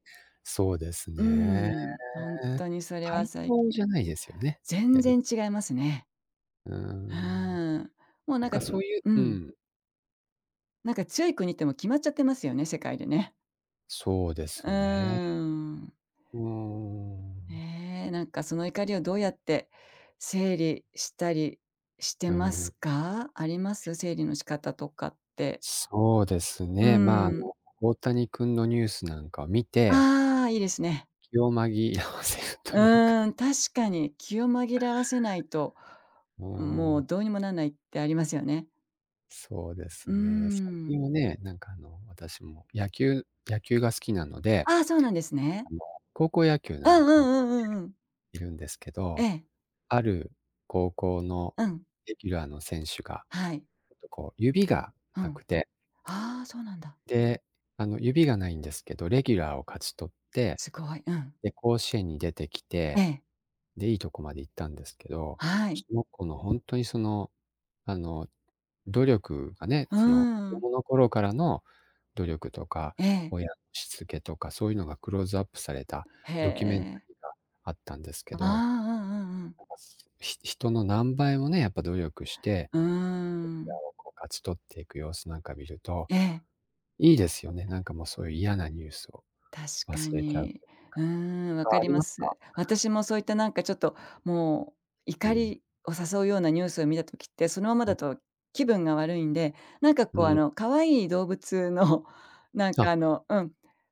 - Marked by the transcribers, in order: laughing while speaking: "紛らわせるというか"; other background noise; unintelligible speech; laughing while speaking: "の"
- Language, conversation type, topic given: Japanese, unstructured, 最近のニュースを見て、怒りを感じたことはありますか？